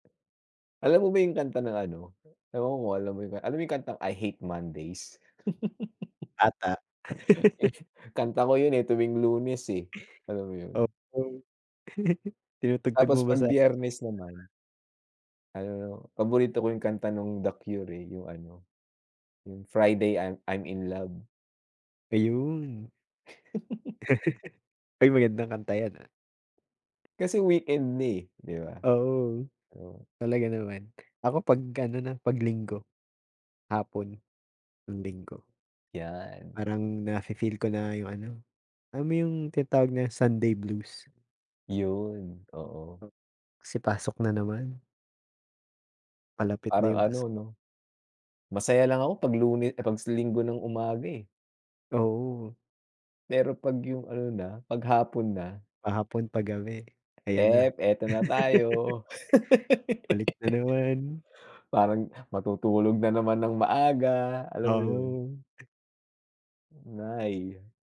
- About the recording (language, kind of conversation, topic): Filipino, unstructured, Paano ka nagpapahinga pagkatapos ng mahaba at nakakapagod na araw?
- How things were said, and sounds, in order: tapping; chuckle; other background noise; laugh; chuckle; chuckle; laugh; in English: "Sunday blues"; laugh